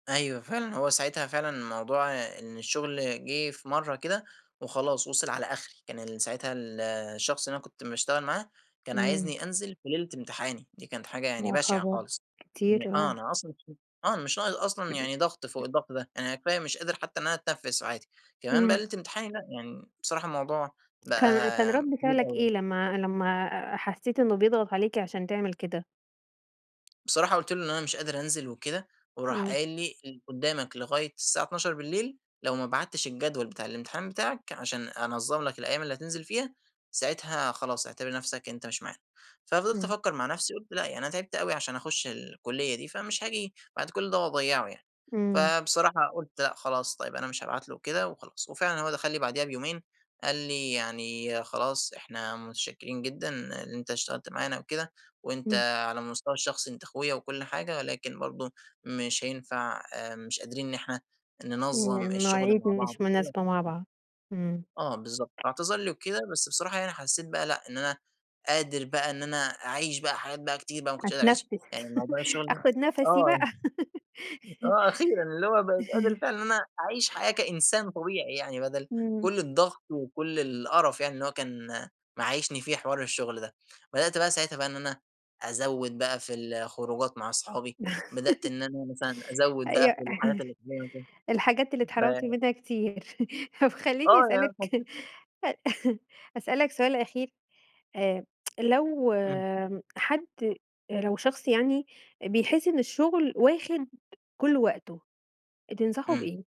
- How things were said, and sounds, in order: unintelligible speech; other background noise; unintelligible speech; tapping; laugh; laugh; unintelligible speech; laugh; laugh; chuckle; unintelligible speech; chuckle; chuckle; tsk
- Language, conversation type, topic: Arabic, podcast, ازاي بتحافظ على توازن ما بين الشغل والحياة؟